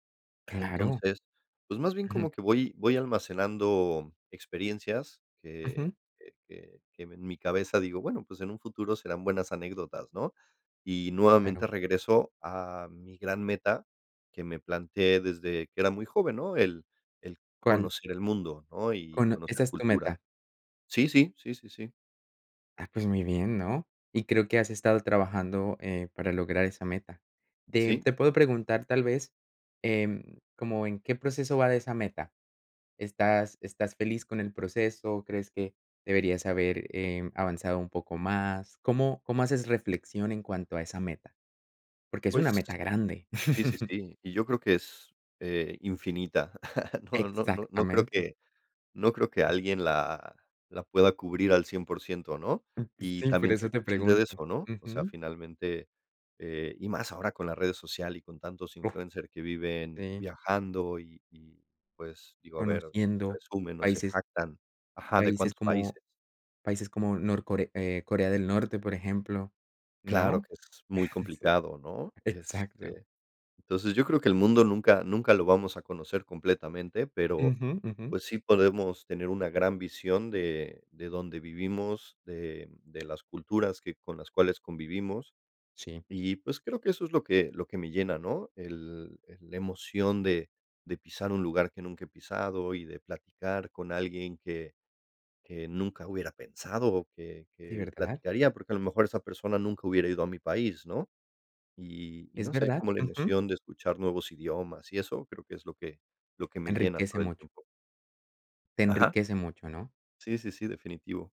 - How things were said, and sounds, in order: chuckle; chuckle
- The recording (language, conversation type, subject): Spanish, podcast, ¿Cómo decides qué conservar y qué dejar atrás?